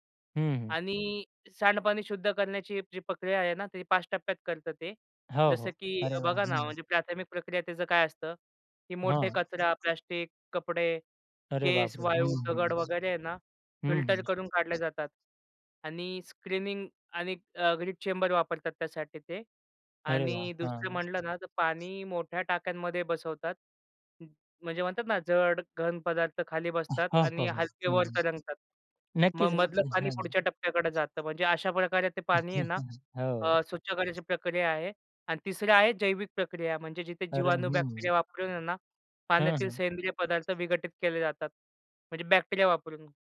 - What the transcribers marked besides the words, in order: other background noise; "प्रक्रिया" said as "पक्रिया"; other noise; in English: "स्क्रीनिंग"; in English: "ग्रीड"; laughing while speaking: "हां. हो, हो. हं, हं"; chuckle; in English: "बॅक्टेरिया"; in English: "बॅक्टेरिया"
- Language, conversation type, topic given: Marathi, podcast, दैनंदिन आयुष्यात पाण्याचं संवर्धन आपण कसं करू शकतो?